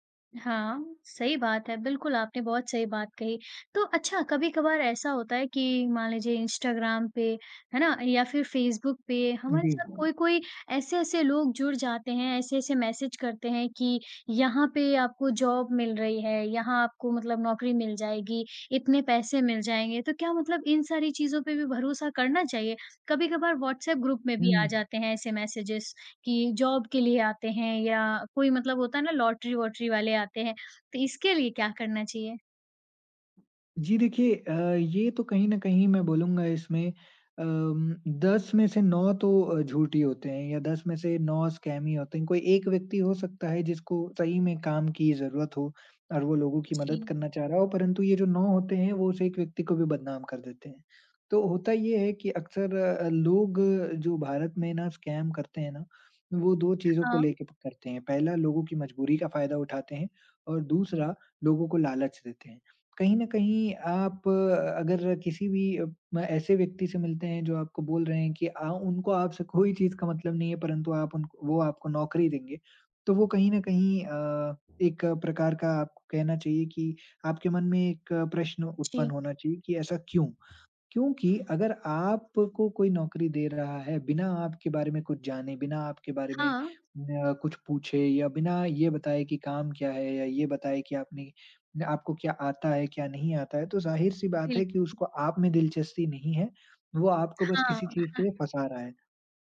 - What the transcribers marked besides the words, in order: other background noise; in English: "जॉब"; in English: "ग्रुप"; in English: "मैसेजेज़"; in English: "जॉब"; in English: "लॉटरी"; tapping; in English: "स्कैम"; in English: "स्कैम"; laughing while speaking: "कोई"; chuckle
- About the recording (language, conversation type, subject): Hindi, podcast, ऑनलाइन निजता समाप्त होती दिखे तो आप क्या करेंगे?